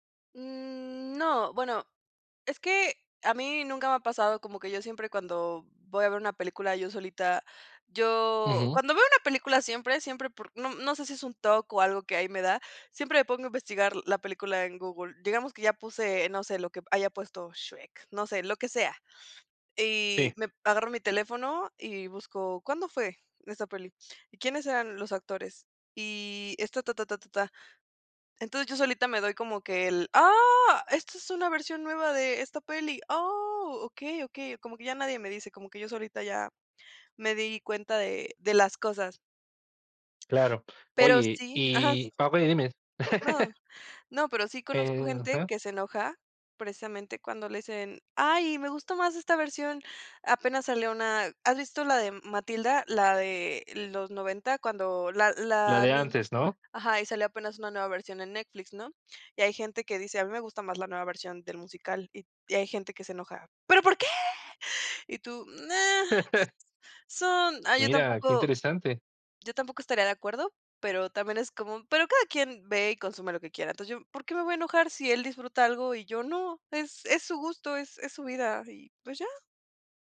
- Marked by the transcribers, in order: unintelligible speech; other background noise; chuckle
- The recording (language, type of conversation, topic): Spanish, podcast, ¿Por qué crees que amamos los remakes y reboots?